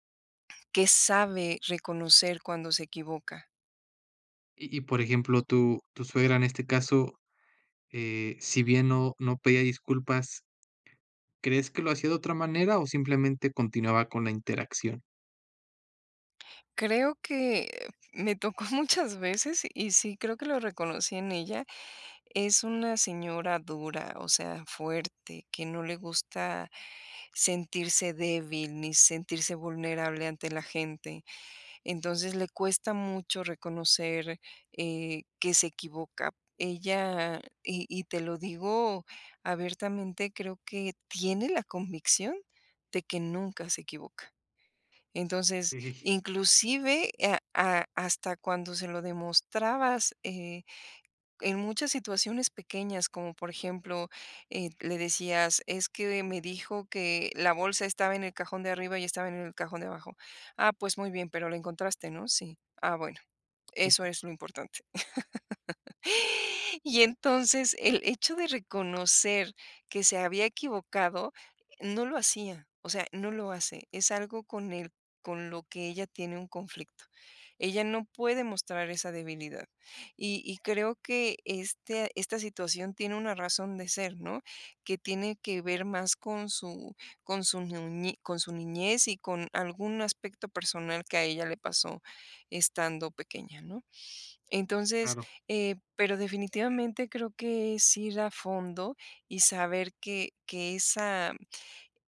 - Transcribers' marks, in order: tapping; laughing while speaking: "muchas"; unintelligible speech; unintelligible speech; laugh
- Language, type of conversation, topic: Spanish, podcast, ¿Cómo piden disculpas en tu hogar?